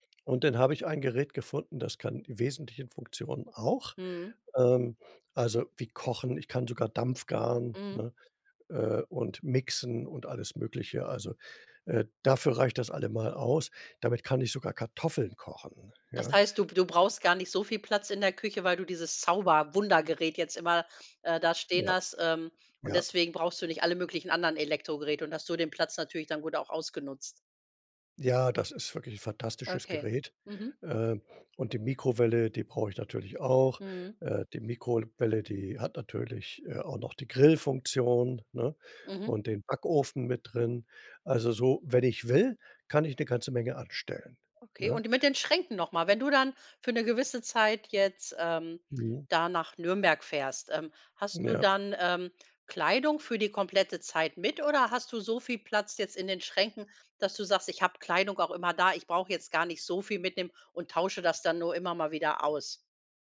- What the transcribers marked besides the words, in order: other background noise
- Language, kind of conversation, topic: German, podcast, Wie schaffst du Platz in einer kleinen Wohnung?
- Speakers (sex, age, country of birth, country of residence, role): female, 45-49, Germany, Germany, host; male, 65-69, Germany, Germany, guest